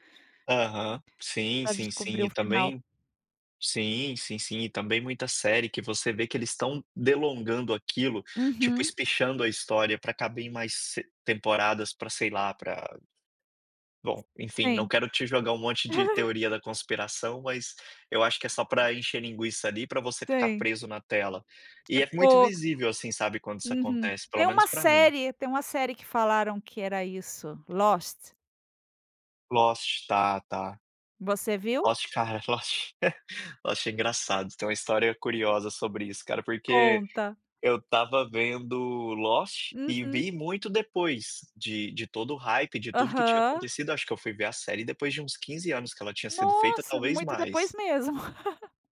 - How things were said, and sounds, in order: tapping; laugh; chuckle; in English: "hype"; laugh
- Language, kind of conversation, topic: Portuguese, podcast, Como você explica o vício em maratonar séries?
- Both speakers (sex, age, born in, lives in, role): female, 50-54, Brazil, Spain, host; male, 30-34, Brazil, Spain, guest